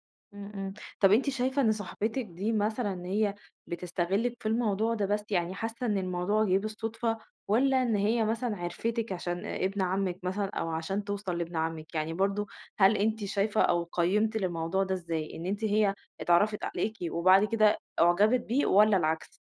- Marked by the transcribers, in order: none
- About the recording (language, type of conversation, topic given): Arabic, advice, إزاي أقدر أحط حدود واضحة مع صاحب بيستغلني؟